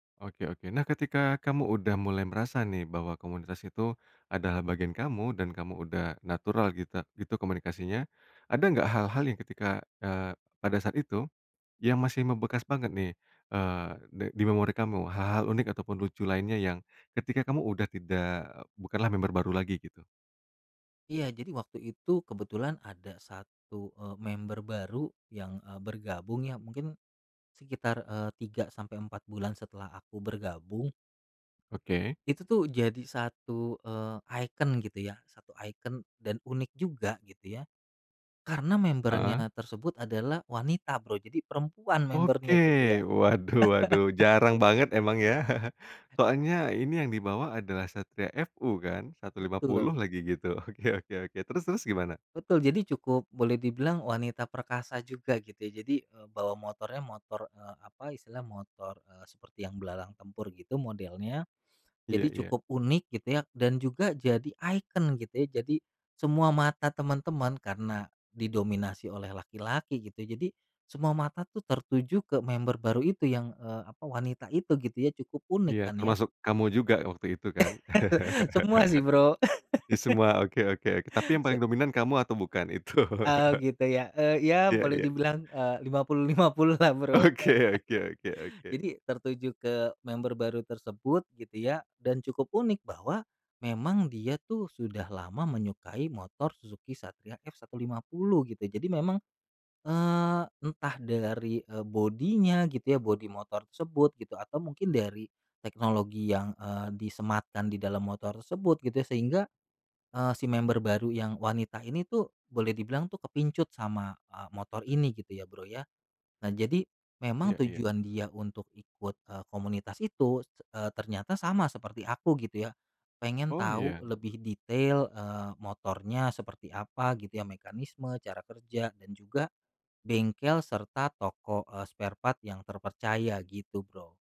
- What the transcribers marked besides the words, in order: in English: "member"; in English: "member"; in English: "member-nya"; laughing while speaking: "Waduh"; in English: "member-nya"; chuckle; other background noise; laughing while speaking: "Oke"; in English: "member"; chuckle; laugh; laugh; laughing while speaking: "itu?"; chuckle; laughing while speaking: "lima puluh, lima puluh lah, Bro"; laughing while speaking: "Oke"; laugh; in English: "member"; in English: "member"; in English: "sparepart"
- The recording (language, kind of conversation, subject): Indonesian, podcast, Bagaimana pengalaman pertama kali kamu menjadi bagian dari sebuah komunitas?